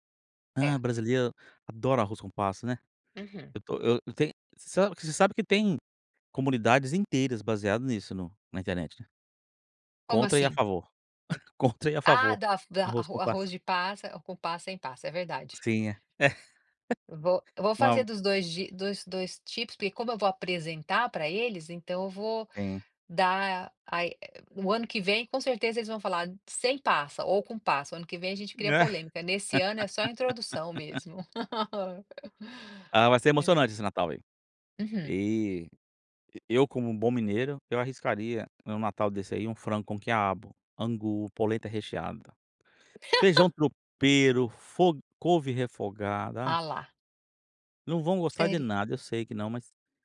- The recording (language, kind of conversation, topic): Portuguese, podcast, Como a comida ajuda a manter sua identidade cultural?
- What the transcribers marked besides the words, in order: chuckle; laugh; tapping; laugh; laugh; laugh